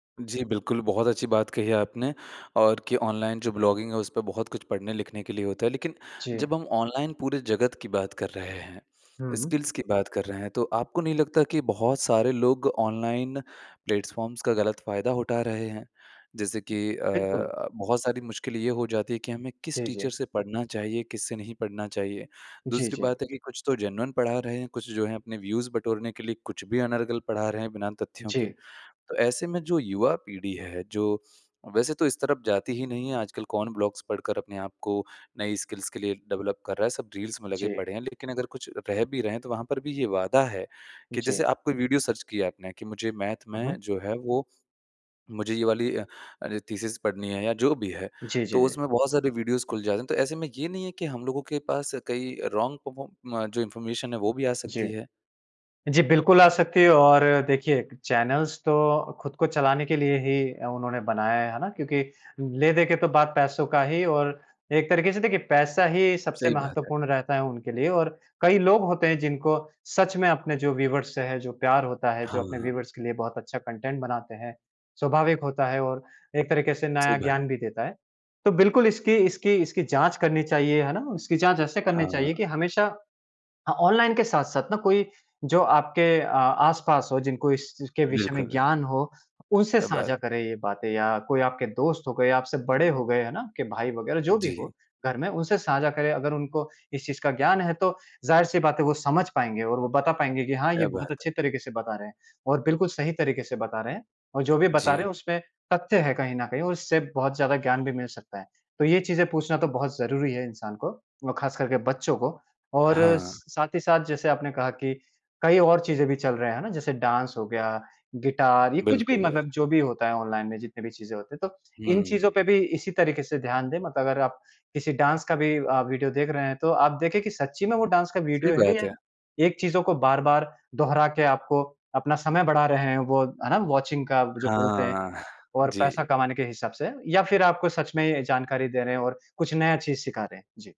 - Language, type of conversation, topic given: Hindi, podcast, ऑनलाइन सीखने से आपकी पढ़ाई या कौशल में क्या बदलाव आया है?
- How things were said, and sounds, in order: in English: "ब्लॉगिंग"; in English: "स्किल्स"; in English: "प्लेटफ़ॉर्म्स"; in English: "टीचर"; in English: "जेन्युइन"; in English: "व्यूज़"; in English: "ब्लॉग्स"; in English: "स्किल्स"; in English: "डेवलप"; in English: "सर्च"; in English: "थीसिस"; in English: "वीडियोज़"; in English: "रॉन्ग"; in English: "इन्फॉर्मेशन"; in English: "चैनल्स"; in English: "व्यूअर्स"; in English: "व्यूअर्स"; in English: "कंटेंट"; in English: "ऑनलाइन"; in English: "वॉचिंग"